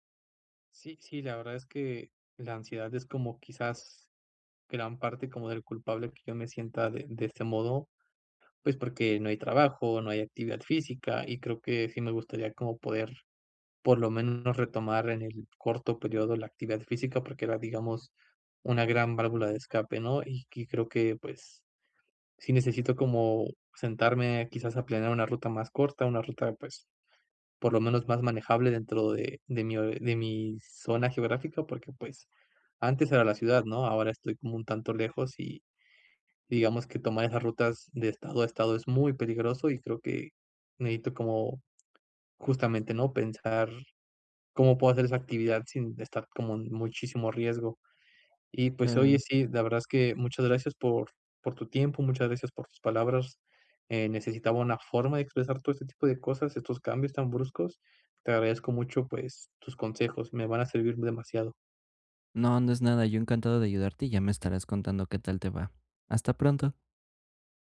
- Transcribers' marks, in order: none
- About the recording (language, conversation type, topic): Spanish, advice, ¿Cómo puedo manejar la incertidumbre durante una transición, como un cambio de trabajo o de vida?